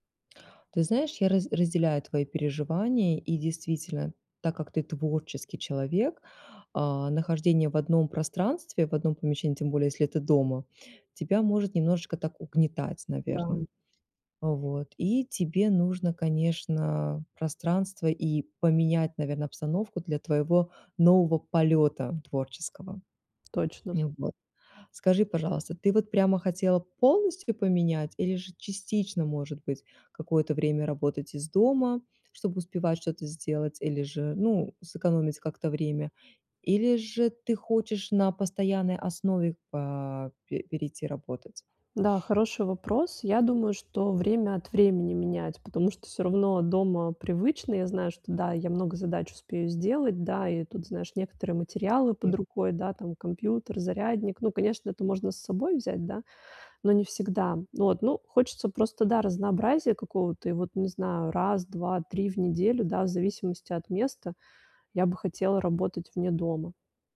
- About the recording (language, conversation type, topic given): Russian, advice, Как смена рабочего места может помочь мне найти идеи?
- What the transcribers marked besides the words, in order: tapping